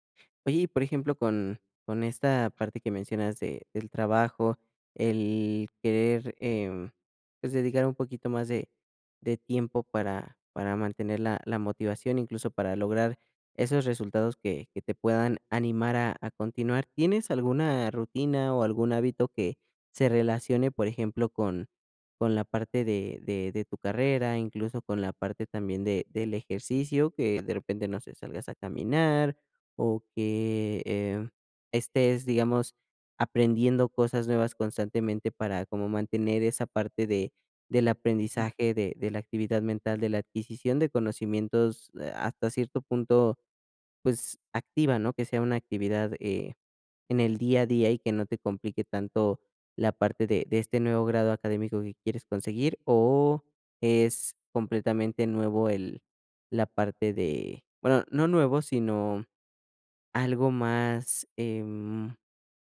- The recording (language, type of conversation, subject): Spanish, advice, ¿Cómo puedo mantener la motivación a largo plazo cuando me canso?
- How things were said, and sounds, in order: none